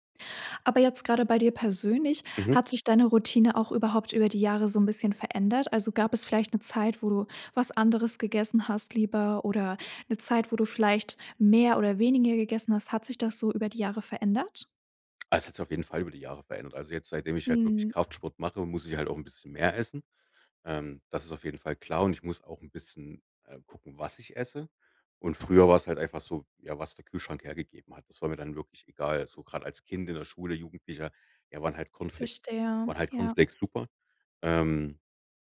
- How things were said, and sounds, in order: none
- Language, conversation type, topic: German, podcast, Wie sieht deine Frühstücksroutine aus?